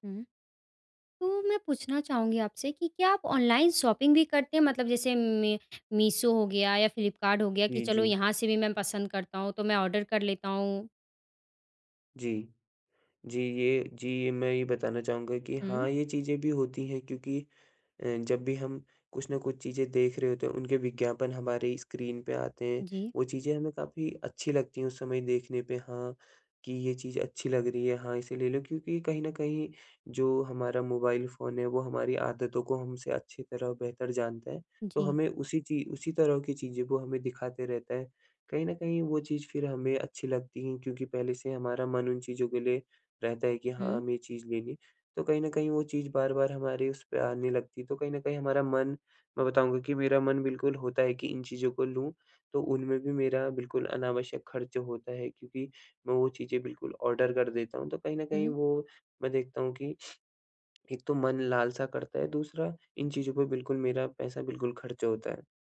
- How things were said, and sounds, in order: in English: "शॉपिंग"; in English: "ऑर्डर"; in English: "ऑर्डर"
- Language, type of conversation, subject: Hindi, advice, मैं अपनी खर्च करने की आदतें कैसे बदलूँ?